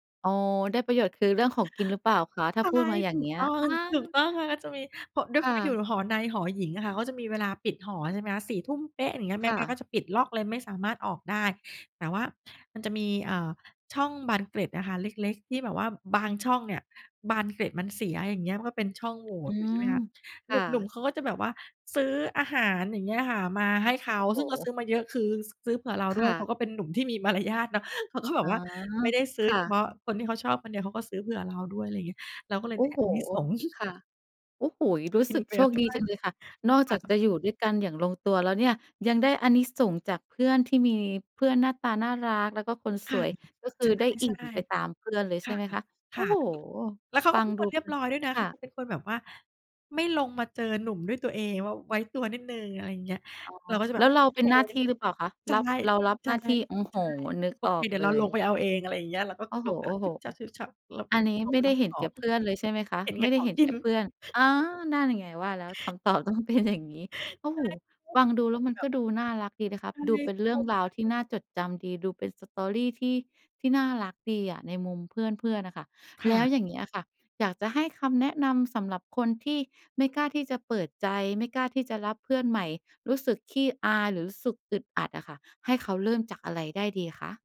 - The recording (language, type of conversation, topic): Thai, podcast, มีคำแนะนำสำหรับคนที่เพิ่งย้ายมาอยู่เมืองใหม่ว่าจะหาเพื่อนได้อย่างไรบ้าง?
- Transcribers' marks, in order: laughing while speaking: "มารยาทเนาะ เขาก็แบบว่า"; chuckle; chuckle; laughing while speaking: "คําตอบต้องเป็นอย่างงี้"; unintelligible speech; unintelligible speech; in English: "story"